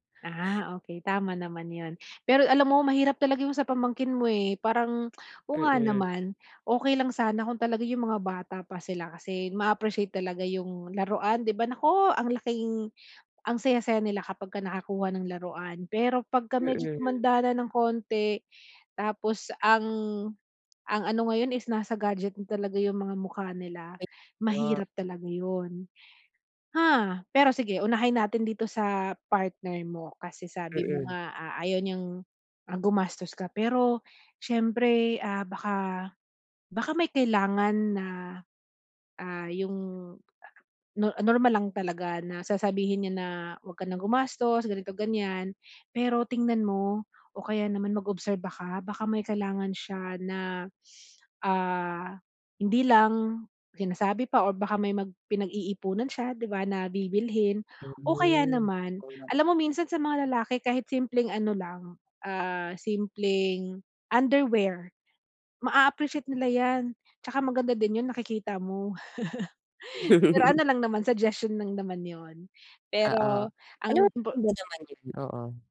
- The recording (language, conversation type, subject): Filipino, advice, Paano ako makakahanap ng magandang regalong siguradong magugustuhan ng mahal ko?
- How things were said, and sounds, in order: tapping; other background noise; background speech; chuckle; unintelligible speech